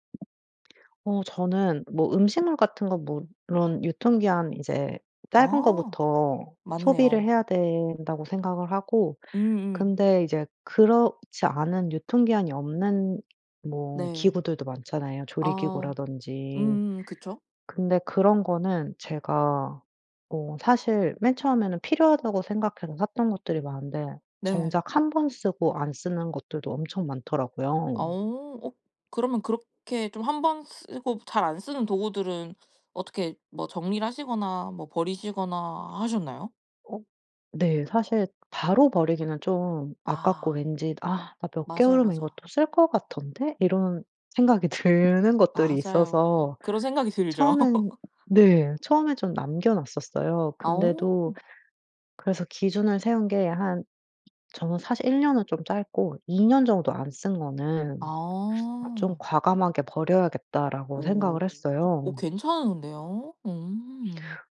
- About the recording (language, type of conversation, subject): Korean, podcast, 작은 집을 효율적으로 사용하는 방법은 무엇인가요?
- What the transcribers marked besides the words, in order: other background noise; laugh